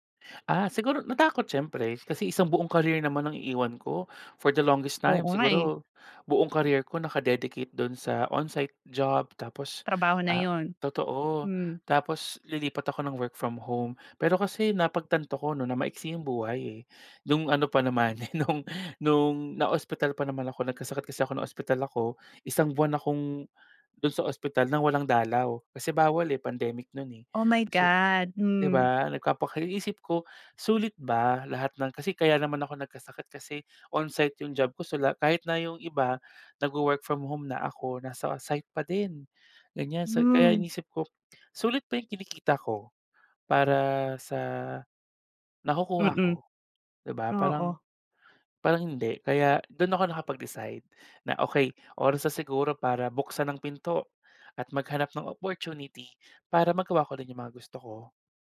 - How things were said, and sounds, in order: in English: "For the longest time"; in English: "naka-dedicate"; in English: "on-site job"; laughing while speaking: "no'ng"; in English: "on-site"; dog barking
- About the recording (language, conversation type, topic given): Filipino, podcast, Gaano kahalaga ang pagbuo ng mga koneksyon sa paglipat mo?